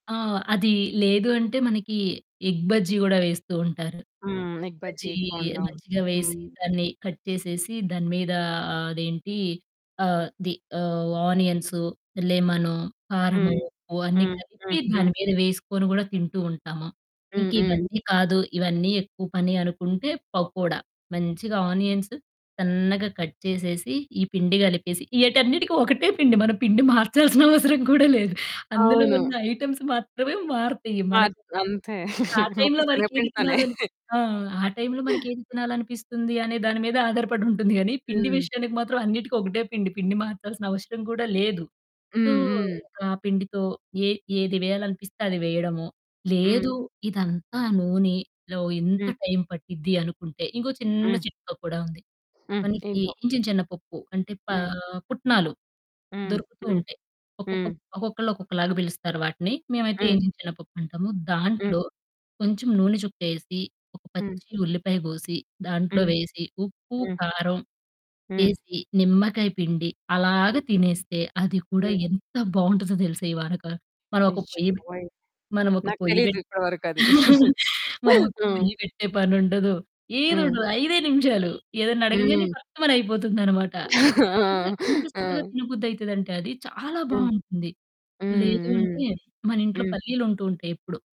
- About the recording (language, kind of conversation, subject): Telugu, podcast, వర్షం పడుతున్నప్పుడు మీకు తినాలనిపించే వంటకం ఏది?
- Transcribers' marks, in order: in English: "ఎగ్"; distorted speech; in English: "ఎగ్"; in English: "ఎగ్"; in English: "ఎగ్"; in English: "కట్"; in English: "ఆనియన్స్"; in English: "ఆనియన్స్"; in English: "కట్"; laughing while speaking: "మన పిండి మార్చాల్సిన అవసరం కూడా లేదు"; other background noise; in English: "ఐటెమ్స్"; laughing while speaking: "మొత్తం శనగపిండితోనే"; in English: "సో"; chuckle; giggle; horn; unintelligible speech; chuckle